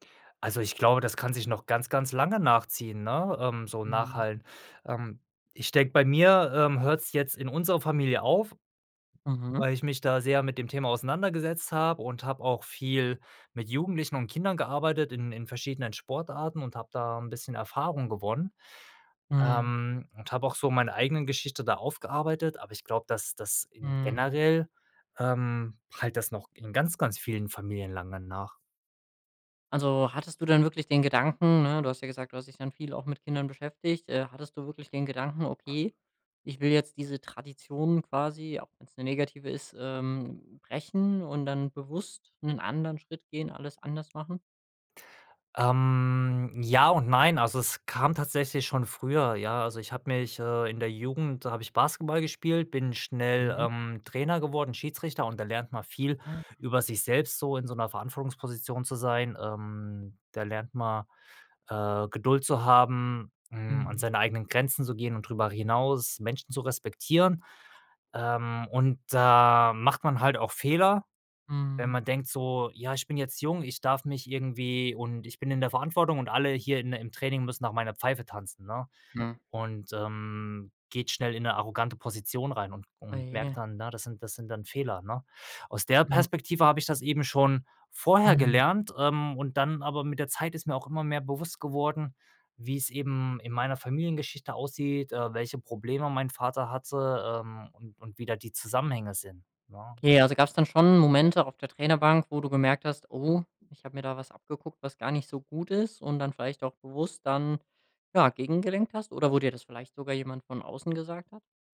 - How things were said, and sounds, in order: other background noise; tapping
- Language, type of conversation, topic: German, podcast, Welche Geschichten über Krieg, Flucht oder Migration kennst du aus deiner Familie?